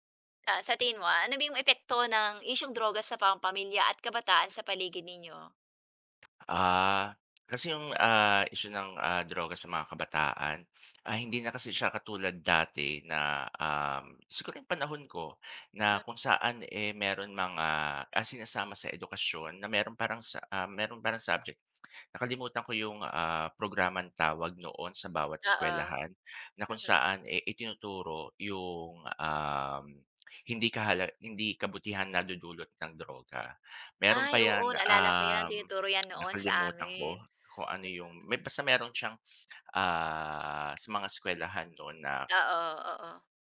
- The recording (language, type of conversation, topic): Filipino, unstructured, Ano ang nararamdaman mo kapag may umuusbong na isyu ng droga sa inyong komunidad?
- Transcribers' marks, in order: tapping; tsk